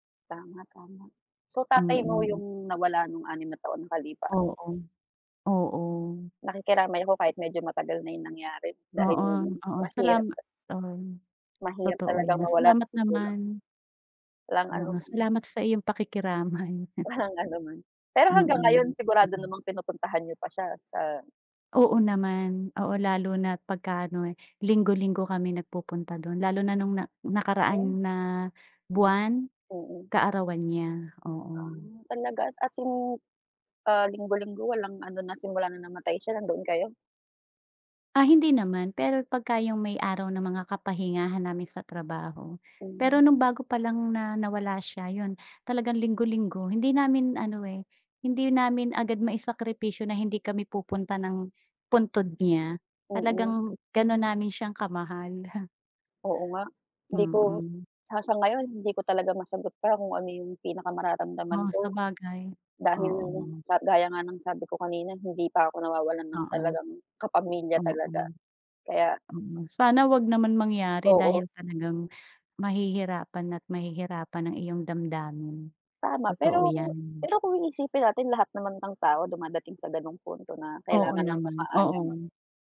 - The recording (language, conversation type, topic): Filipino, unstructured, Paano mo hinaharap ang pagkawala ng isang mahal sa buhay?
- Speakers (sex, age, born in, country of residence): female, 35-39, Philippines, Philippines; female, 45-49, Philippines, Philippines
- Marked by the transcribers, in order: laughing while speaking: "pakikiramay"; laughing while speaking: "Walang"